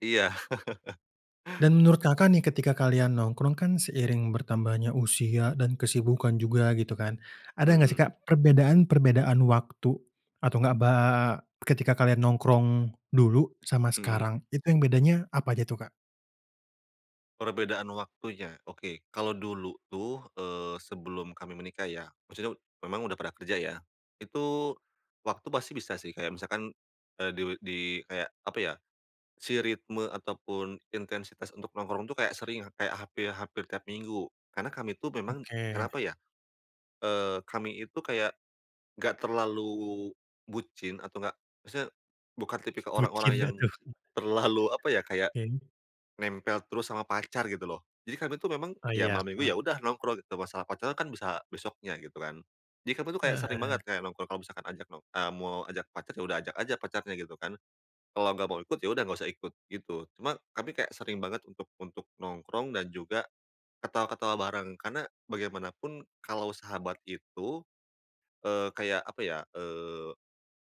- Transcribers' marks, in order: laugh; chuckle; other background noise
- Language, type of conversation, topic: Indonesian, podcast, Apa peran nongkrong dalam persahabatanmu?
- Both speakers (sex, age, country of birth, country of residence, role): male, 25-29, Indonesia, Indonesia, host; male, 30-34, Indonesia, Indonesia, guest